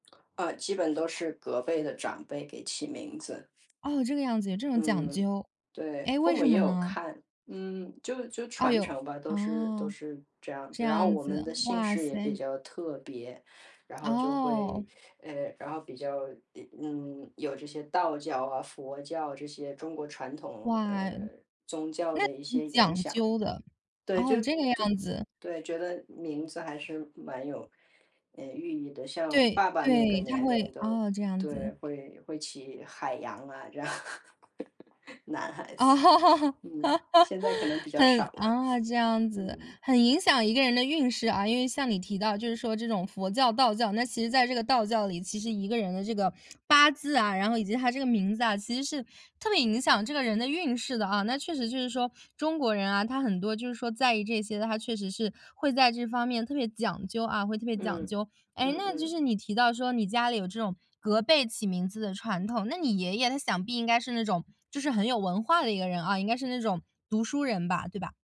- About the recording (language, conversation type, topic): Chinese, podcast, 你的名字背后有什么来历或故事？
- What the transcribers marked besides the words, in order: laughing while speaking: "这样"; laugh; other noise; other background noise